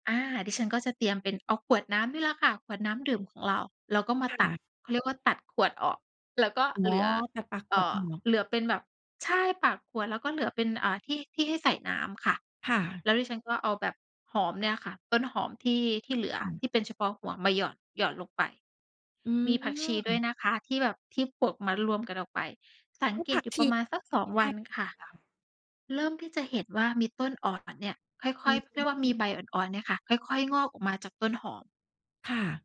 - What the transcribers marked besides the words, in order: tapping
- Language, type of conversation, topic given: Thai, podcast, จะทำสวนครัวเล็กๆ บนระเบียงให้ปลูกแล้วเวิร์กต้องเริ่มยังไง?